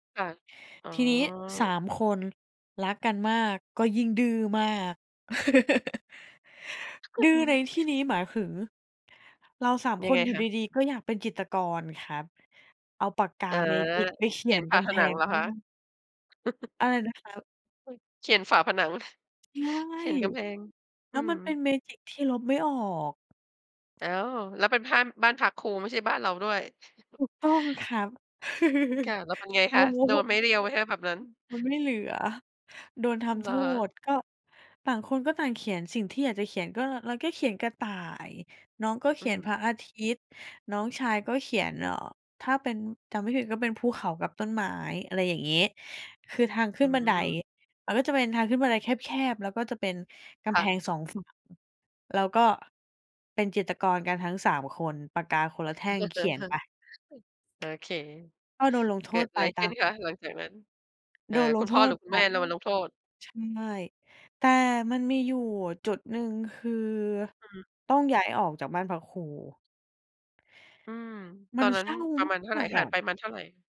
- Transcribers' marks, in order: tapping; laugh; chuckle; chuckle; other background noise; chuckle; chuckle; laugh; chuckle; background speech
- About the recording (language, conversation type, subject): Thai, podcast, คุณมีความทรงจำในครอบครัวเรื่องไหนที่ยังทำให้รู้สึกอบอุ่นมาจนถึงวันนี้?